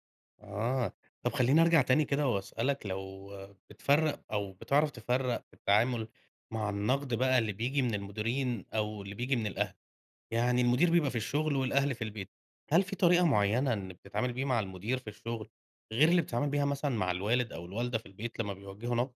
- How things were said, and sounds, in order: tapping
- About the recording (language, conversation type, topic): Arabic, podcast, إزاي بتتعامل مع النقد لما يوصلك؟